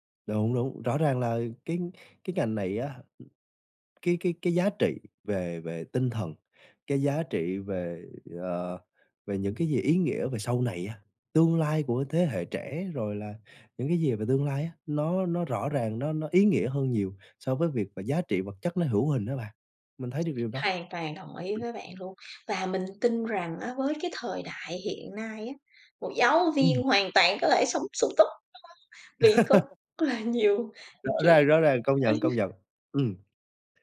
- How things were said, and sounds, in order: other noise; tapping; laugh; unintelligible speech; chuckle
- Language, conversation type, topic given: Vietnamese, podcast, Công việc nào khiến bạn cảm thấy ý nghĩa nhất ở thời điểm hiện tại?